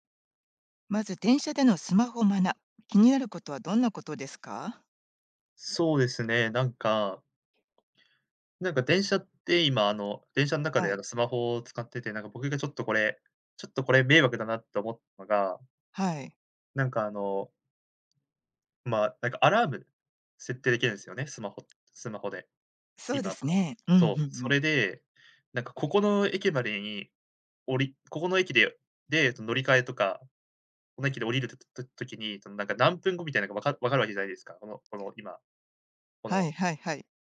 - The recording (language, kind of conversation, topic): Japanese, podcast, 電車内でのスマホの利用マナーで、あなたが気になることは何ですか？
- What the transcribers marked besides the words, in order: none